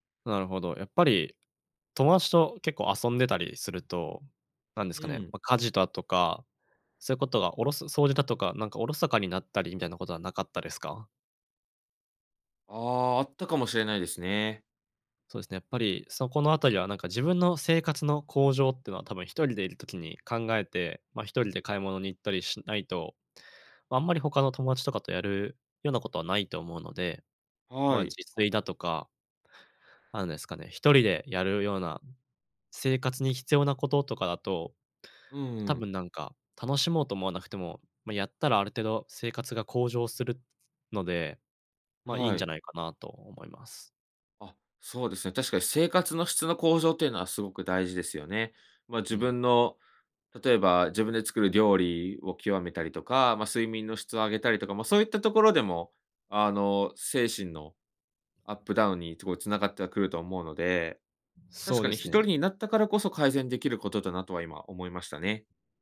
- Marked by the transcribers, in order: none
- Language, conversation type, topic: Japanese, advice, 趣味に取り組む時間や友人と過ごす時間が減って孤独を感じるのはなぜですか？